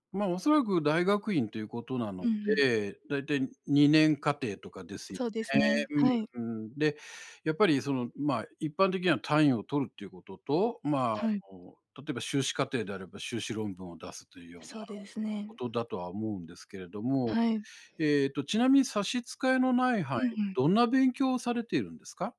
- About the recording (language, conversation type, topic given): Japanese, advice, モチベーションの波に振り回されている状況を説明していただけますか？
- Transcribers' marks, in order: tapping